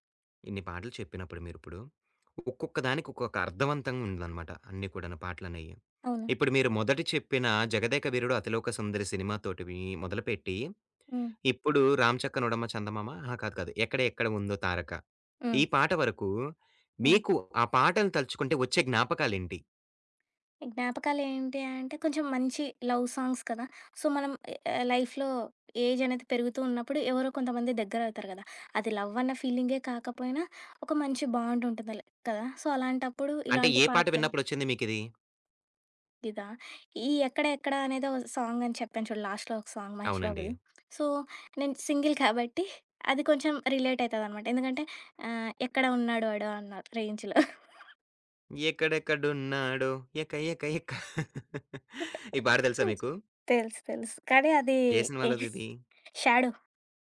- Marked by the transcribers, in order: other background noise; in English: "లవ్ సాంగ్స్"; in English: "సో"; in English: "లైఫ్‌లో"; in English: "సో"; in English: "లాస్ట్‌లో"; in English: "సాంగ్"; in English: "సో"; in English: "సింగిల్"; in English: "రేంజ్‌లో"; chuckle; singing: "ఎక్కడెక్కడున్నాడో? ఎక ఎక ఎక"; chuckle; in English: "యెస్"
- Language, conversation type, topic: Telugu, podcast, పాత జ్ఞాపకాలు గుర్తుకొచ్చేలా మీరు ప్లేలిస్ట్‌కి ఏ పాటలను జోడిస్తారు?